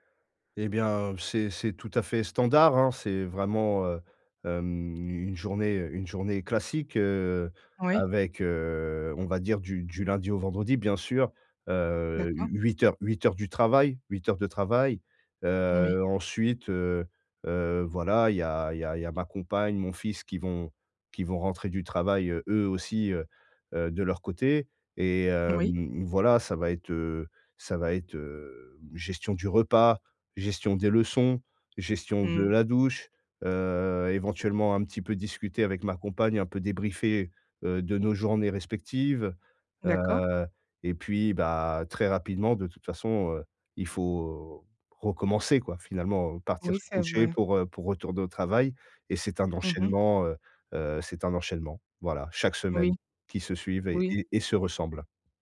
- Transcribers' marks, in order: none
- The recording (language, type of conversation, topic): French, advice, Comment puis-je trouver du temps pour une nouvelle passion ?